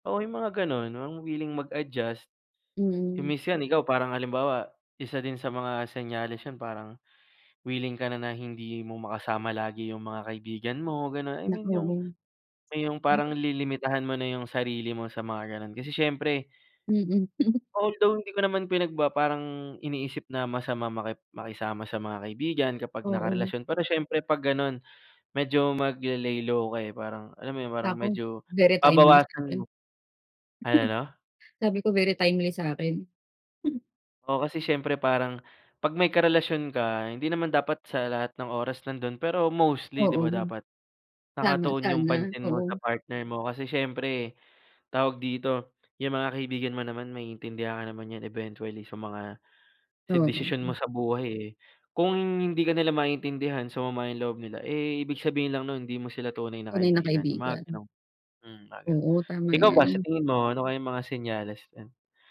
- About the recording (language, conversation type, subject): Filipino, unstructured, Paano mo malalaman kung handa ka na sa isang seryosong relasyon?
- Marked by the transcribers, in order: in English: "wiling mag-adjust"; tapping; unintelligible speech; in English: "I mean"; chuckle; in English: "although"; in English: "magle-lay low"; in English: "mostly"; in English: "eventually"